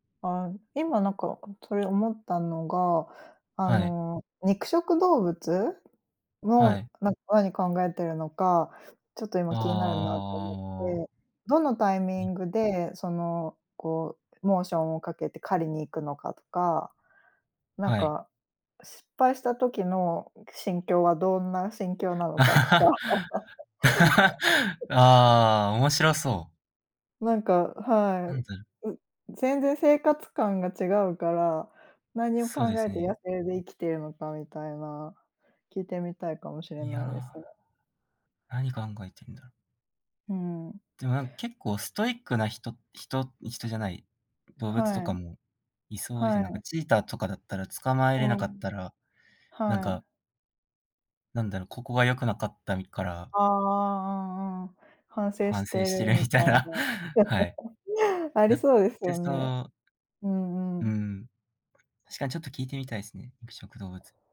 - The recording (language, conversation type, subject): Japanese, unstructured, 動物と話せるとしたら、何を聞いてみたいですか？
- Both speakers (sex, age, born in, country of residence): female, 35-39, Japan, Germany; male, 20-24, Japan, Japan
- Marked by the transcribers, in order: drawn out: "ああ"; laugh; laugh; laughing while speaking: "してるみたいな"; laugh